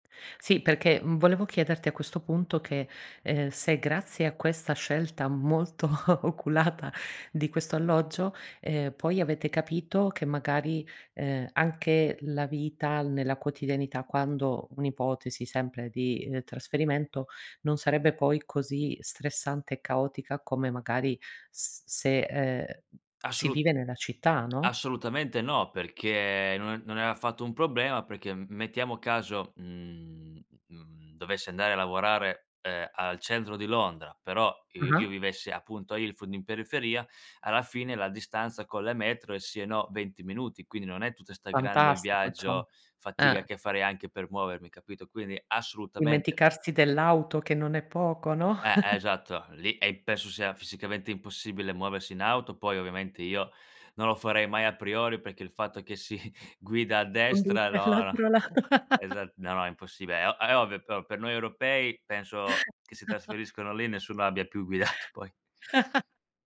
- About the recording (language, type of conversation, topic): Italian, podcast, Che consiglio daresti per viaggiare con poco budget?
- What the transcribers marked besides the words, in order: laughing while speaking: "molto oculata"; tapping; drawn out: "perché"; "Ilford" said as "ilfon"; "fatica" said as "fatia"; "insomma" said as "ezomm"; stressed: "assolutamente"; chuckle; laughing while speaking: "si"; unintelligible speech; laughing while speaking: "l'altro lato"; chuckle; inhale; chuckle; laughing while speaking: "guidato"; inhale; chuckle